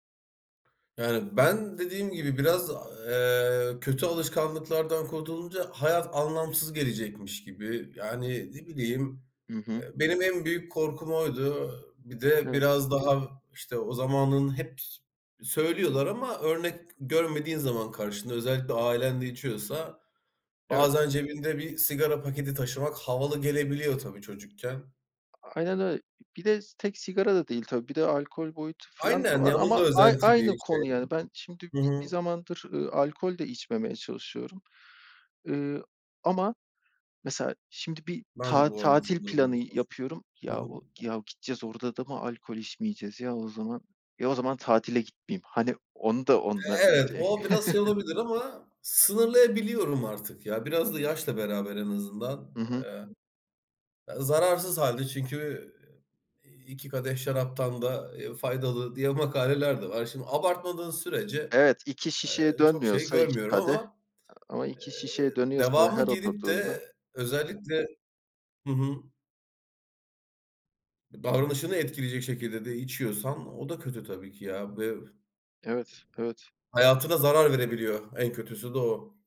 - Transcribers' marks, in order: other background noise; tapping; unintelligible speech; chuckle; unintelligible speech
- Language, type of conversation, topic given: Turkish, unstructured, Sizce kötü alışkanlıklardan kurtulurken en büyük korku nedir?
- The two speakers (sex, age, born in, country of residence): male, 35-39, Turkey, Germany; male, 35-39, Turkey, Poland